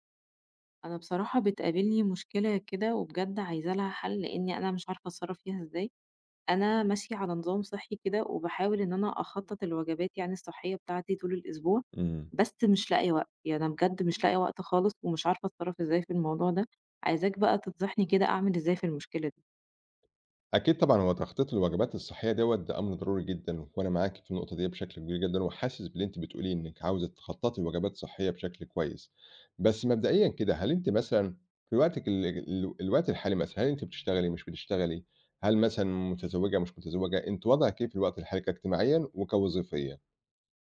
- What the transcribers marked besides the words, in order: none
- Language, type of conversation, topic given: Arabic, advice, إزاي أقدر أخطط لوجبات صحية مع ضيق الوقت والشغل؟